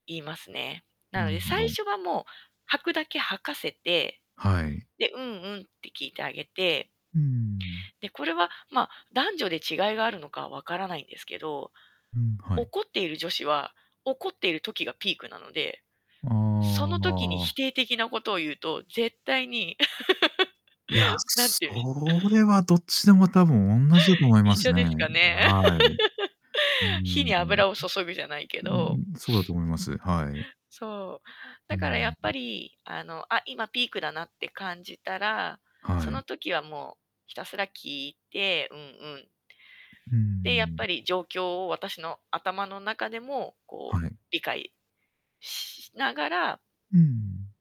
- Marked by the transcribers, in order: laugh
- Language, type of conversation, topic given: Japanese, podcast, 家族の喧嘩は普段どのように解決していますか？